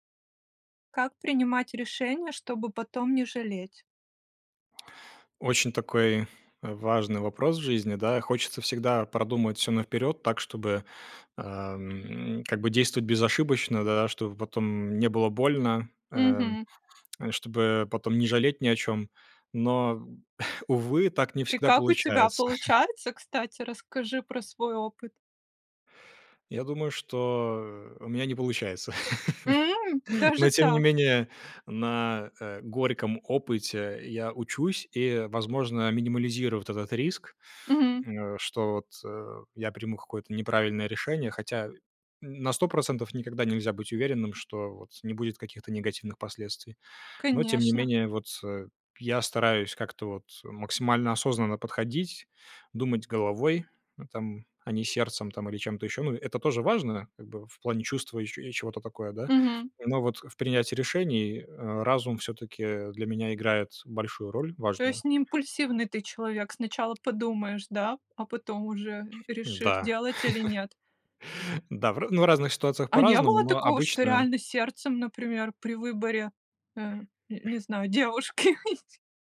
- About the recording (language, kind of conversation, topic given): Russian, podcast, Как принимать решения, чтобы потом не жалеть?
- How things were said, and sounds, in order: tapping; tsk; chuckle; chuckle; laugh; other background noise; laugh; cough; laughing while speaking: "девушки?"